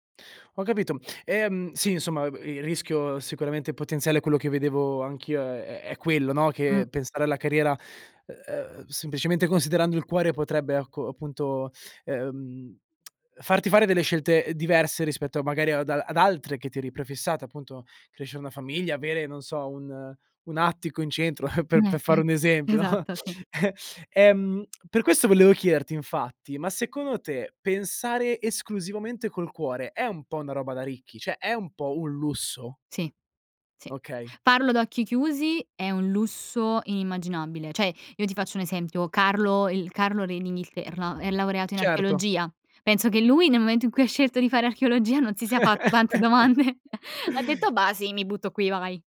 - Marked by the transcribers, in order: tsk; chuckle; laughing while speaking: "no?"; chuckle; tapping; "Cioè" said as "ceh"; "cioè" said as "ceh"; laugh; laughing while speaking: "domande"; chuckle
- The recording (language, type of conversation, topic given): Italian, podcast, Quando è giusto seguire il cuore e quando la testa?